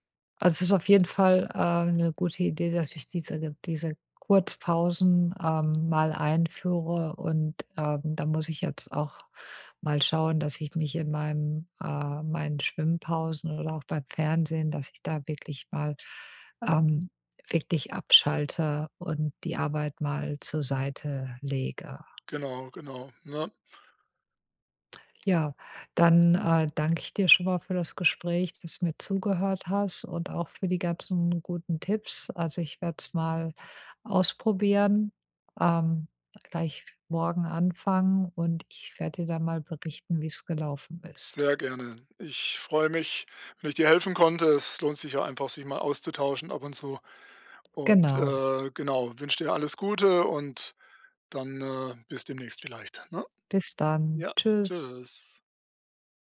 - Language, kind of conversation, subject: German, advice, Wie kann ich zuhause besser entspannen und vom Stress abschalten?
- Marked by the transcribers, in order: none